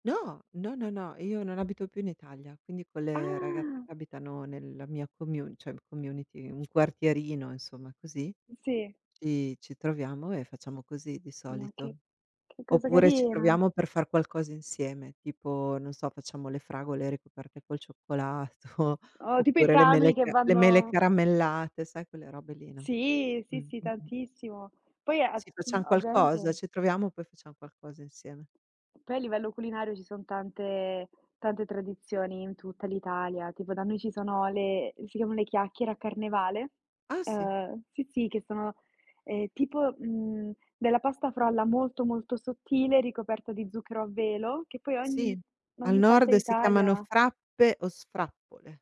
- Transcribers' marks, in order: drawn out: "Ah"; in English: "community"; tapping; other background noise; laughing while speaking: "cioccolato"; unintelligible speech; "chiamano" said as "chiamao"
- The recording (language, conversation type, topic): Italian, unstructured, Qual è l’importanza delle tradizioni per te?
- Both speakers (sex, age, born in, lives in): female, 20-24, Italy, Italy; female, 45-49, Italy, United States